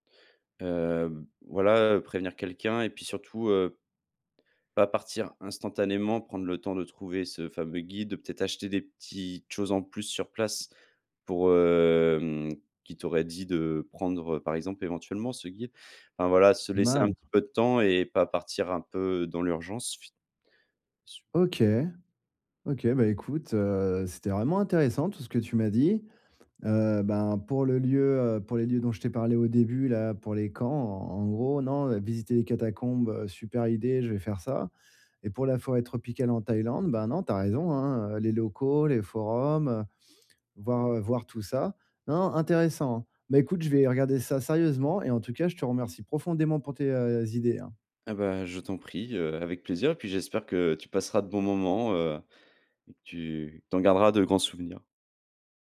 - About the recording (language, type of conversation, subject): French, advice, Comment puis-je explorer des lieux inconnus malgré ma peur ?
- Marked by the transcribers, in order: tapping; drawn out: "hem"; unintelligible speech